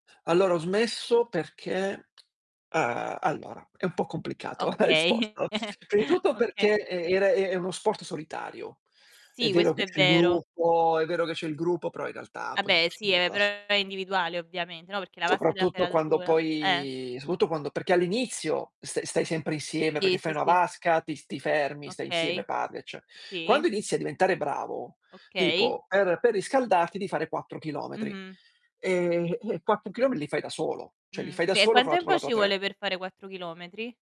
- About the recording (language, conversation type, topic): Italian, unstructured, Quali sport ti piacciono di più e perché?
- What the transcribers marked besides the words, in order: tapping; laughing while speaking: "la"; distorted speech; "perché" said as "peché"; chuckle; "soprattutto" said as "soprautto"; "perché" said as "peché"